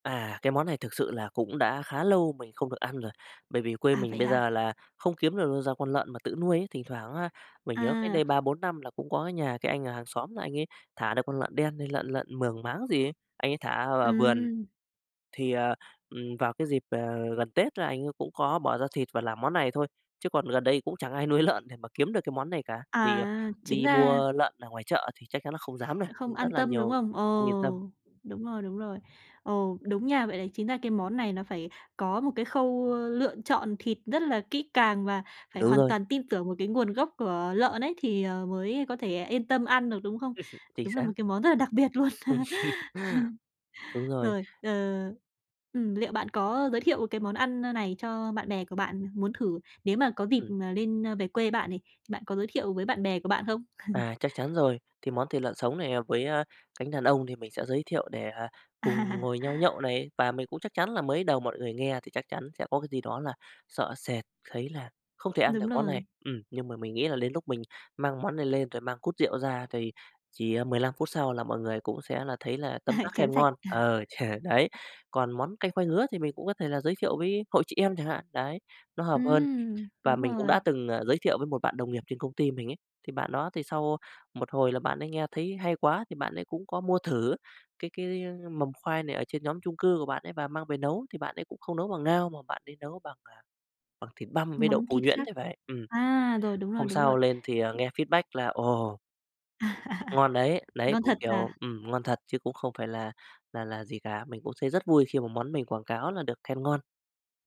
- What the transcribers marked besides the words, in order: tapping; other background noise; chuckle; laugh; chuckle; laughing while speaking: "À"; chuckle; in English: "feedback"; laugh
- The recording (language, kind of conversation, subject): Vietnamese, podcast, Món ăn gia truyền nào khiến bạn nhớ nhất nhỉ?